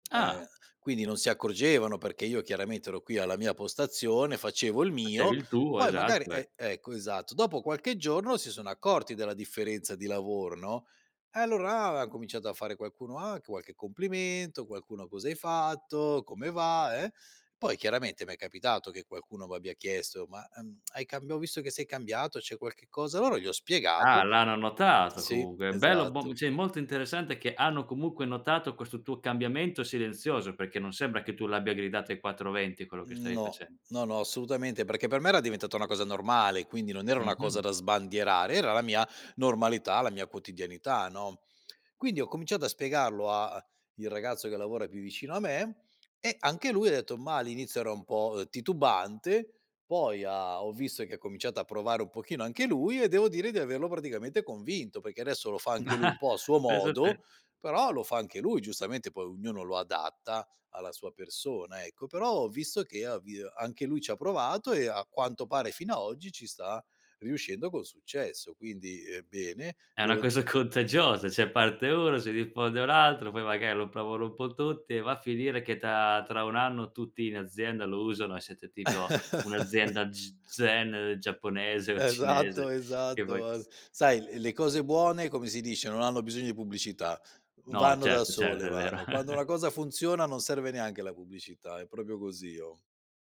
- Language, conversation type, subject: Italian, podcast, Come trasformi la procrastinazione in azione?
- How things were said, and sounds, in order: laughing while speaking: "ah"; laughing while speaking: "contagiosa"; "cioè" said as "ceh"; other background noise; chuckle; tapping; laughing while speaking: "Esatto, esatto, ar"; chuckle